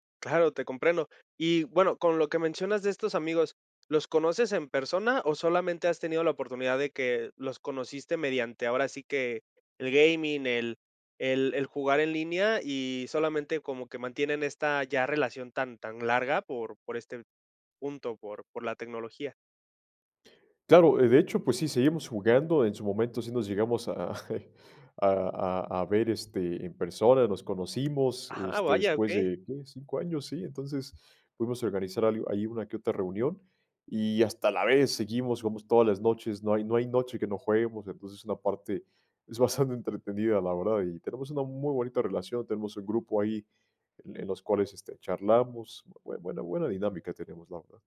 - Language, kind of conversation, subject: Spanish, podcast, ¿Cómo influye la tecnología en sentirte acompañado o aislado?
- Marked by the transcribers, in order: chuckle; "juguemos" said as "jueguemos"